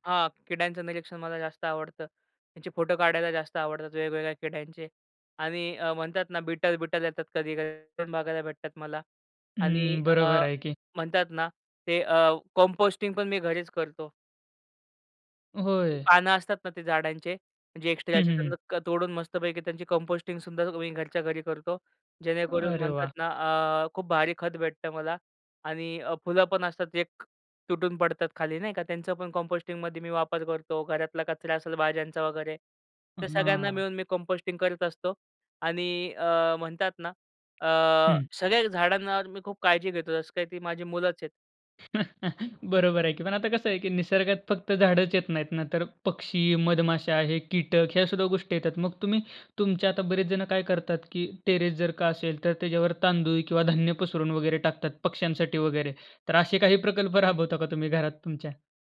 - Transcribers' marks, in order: other noise; tapping; laugh; in English: "टेरेस"
- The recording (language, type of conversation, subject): Marathi, podcast, घरात साध्या उपायांनी निसर्गाविषयीची आवड कशी वाढवता येईल?